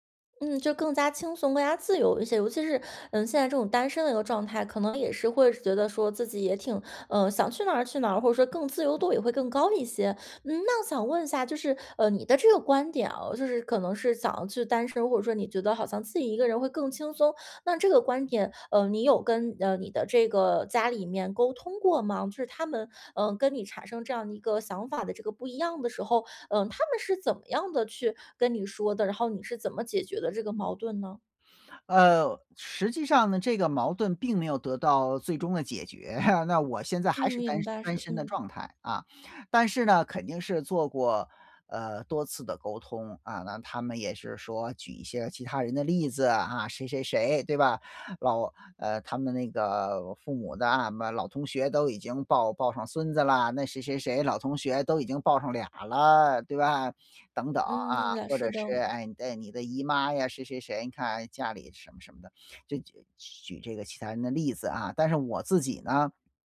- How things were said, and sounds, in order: laugh; other background noise
- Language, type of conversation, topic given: Chinese, podcast, 家里出现代沟时，你会如何处理？